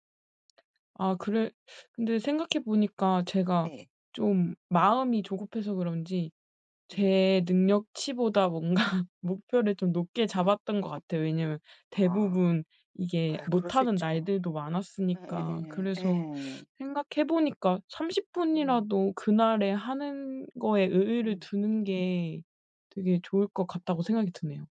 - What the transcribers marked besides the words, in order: other background noise; laughing while speaking: "뭔가"; teeth sucking
- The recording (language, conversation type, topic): Korean, advice, 실패가 두려워서 결정을 자꾸 미루는데 어떻게 해야 하나요?